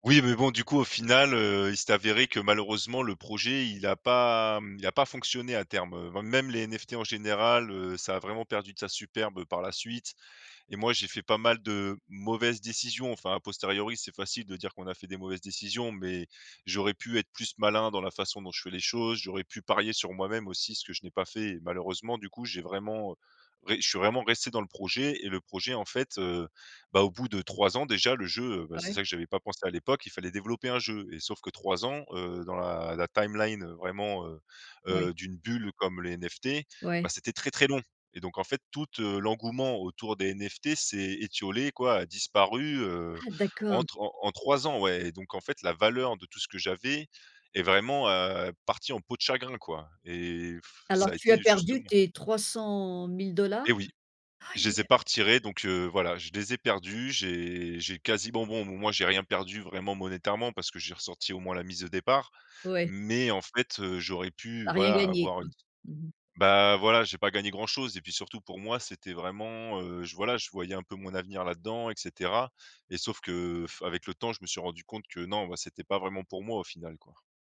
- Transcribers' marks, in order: none
- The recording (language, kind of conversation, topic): French, podcast, Peux-tu raconter un échec qui s’est finalement révélé bénéfique ?
- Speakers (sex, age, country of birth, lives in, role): female, 65-69, France, United States, host; male, 30-34, France, France, guest